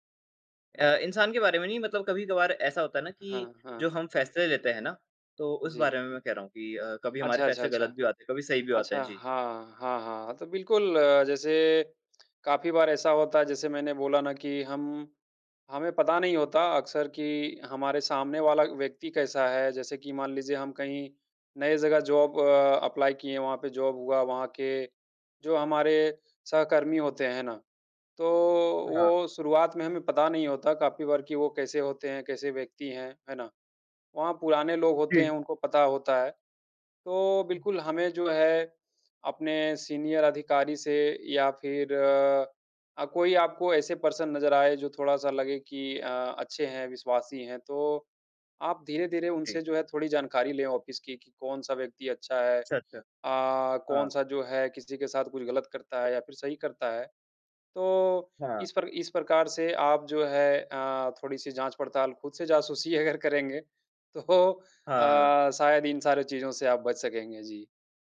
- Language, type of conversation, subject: Hindi, unstructured, आपके लिए सही और गलत का निर्णय कैसे होता है?
- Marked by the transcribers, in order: in English: "जॉब"; in English: "अप्लाई"; in English: "जॉब"; in English: "सीनियर"; in English: "पर्सन"; in English: "ऑफ़िस"; laughing while speaking: "अगर"; laughing while speaking: "तो"